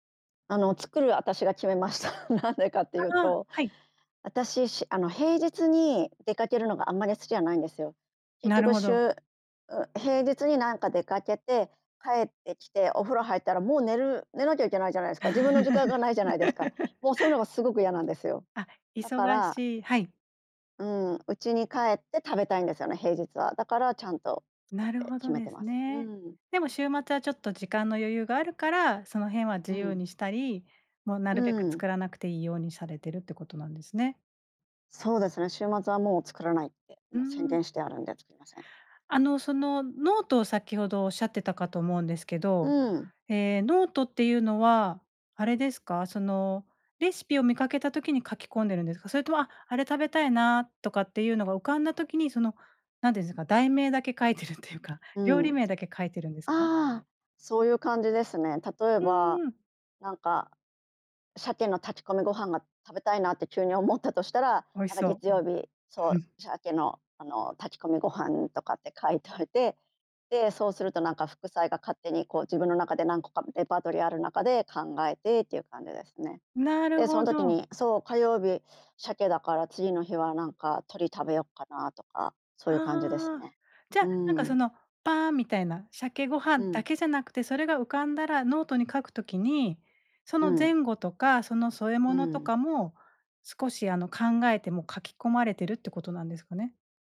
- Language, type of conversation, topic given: Japanese, podcast, 晩ごはんはどうやって決めていますか？
- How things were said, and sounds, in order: laughing while speaking: "決めました。なんでかっていうと"; laugh